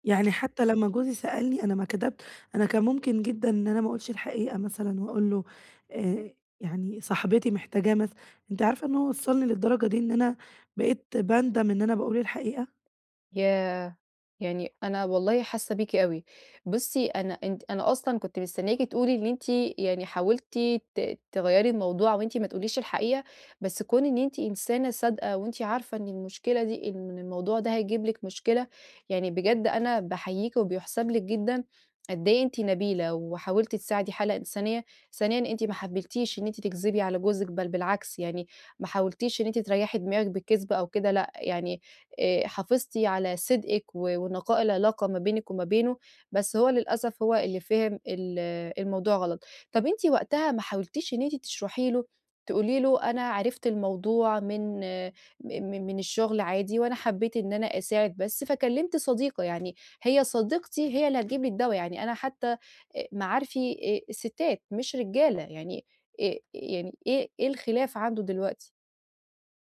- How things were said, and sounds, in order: tapping; other street noise
- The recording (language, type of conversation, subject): Arabic, advice, إزاي أرجّع توازني العاطفي بعد فترات توتر؟